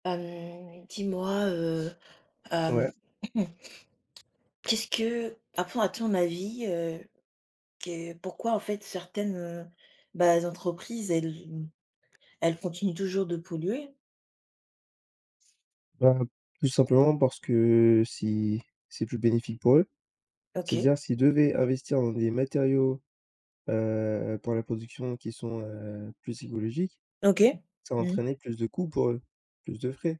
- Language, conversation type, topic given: French, unstructured, Pourquoi certaines entreprises refusent-elles de changer leurs pratiques polluantes ?
- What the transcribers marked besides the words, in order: drawn out: "Hem"; other background noise; cough; tapping